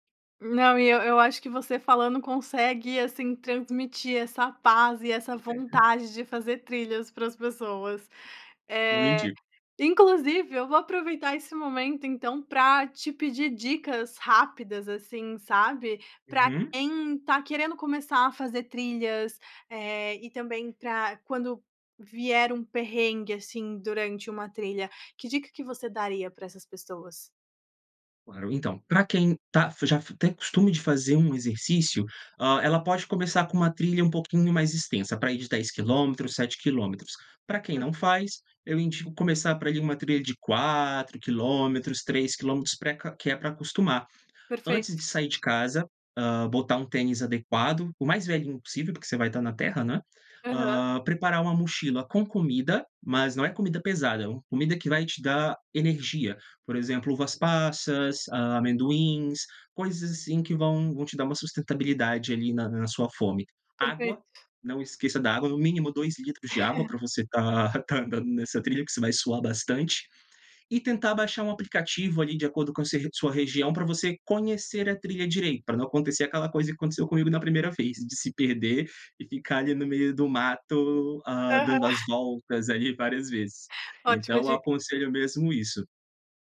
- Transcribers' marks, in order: unintelligible speech; tapping; other background noise; giggle; chuckle
- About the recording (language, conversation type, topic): Portuguese, podcast, Já passou por alguma surpresa inesperada durante uma trilha?